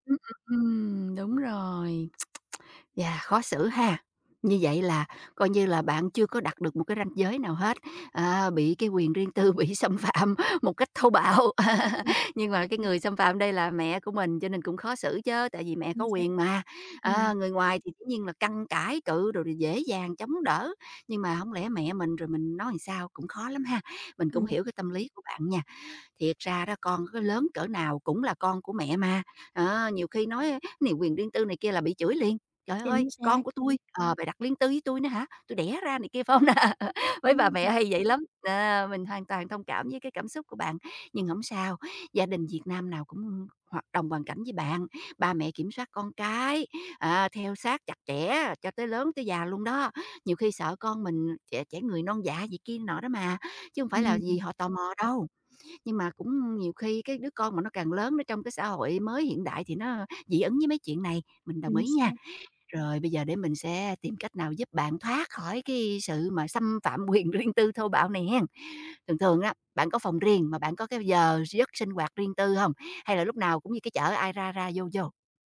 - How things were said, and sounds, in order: tsk; other background noise; tapping; laughing while speaking: "bị xâm phạm một cách thô bạo"; chuckle; "làm" said as "ừn"; laughing while speaking: "Phải hông nà?"; laughing while speaking: "quyền riêng"
- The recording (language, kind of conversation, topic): Vietnamese, advice, Làm sao để giữ ranh giới và bảo vệ quyền riêng tư với người thân trong gia đình mở rộng?